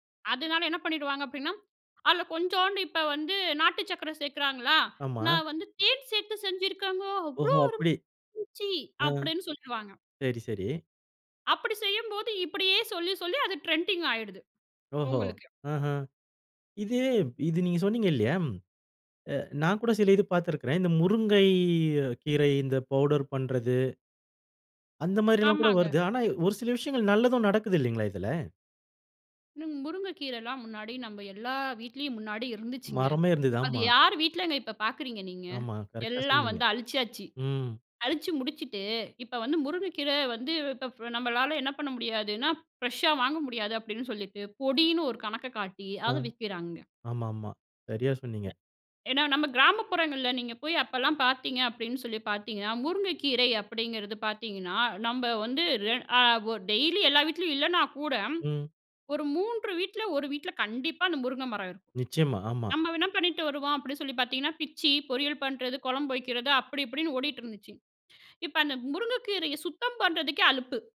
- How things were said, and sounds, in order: put-on voice: "நான் வந்து தேன் சேர்த்து செஞ்சிருக்காங்க அவ்வளோ அருமையா இருந்துச்சு"; in English: "ட்ரெண்டிங்"; other noise; drawn out: "முருங்கை"; other background noise
- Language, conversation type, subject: Tamil, podcast, போக்குகள் வேகமாக மாறும்போது நீங்கள் எப்படிச் செயல்படுகிறீர்கள்?